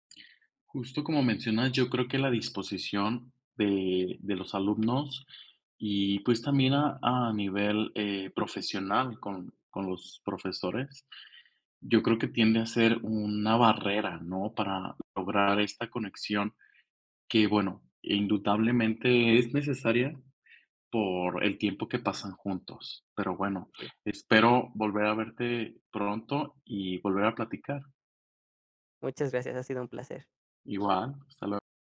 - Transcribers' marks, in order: other background noise; "indudablemente" said as "indutablemente"
- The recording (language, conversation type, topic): Spanish, podcast, ¿Qué impacto tuvo en tu vida algún profesor que recuerdes?